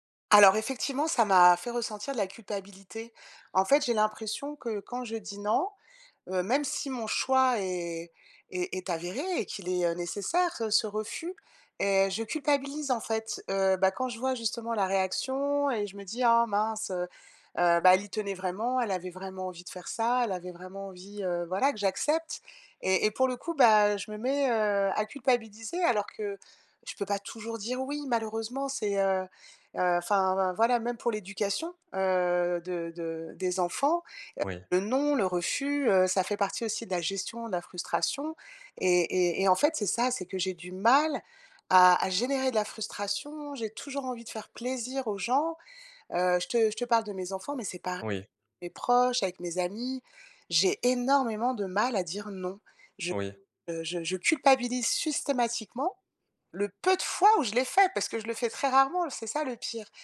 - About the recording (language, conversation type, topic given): French, advice, Pourquoi ai-je du mal à dire non aux demandes des autres ?
- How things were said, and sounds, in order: stressed: "mal"; stressed: "énormément"; "systématiquement" said as "sustématiquement"; stressed: "peu de fois"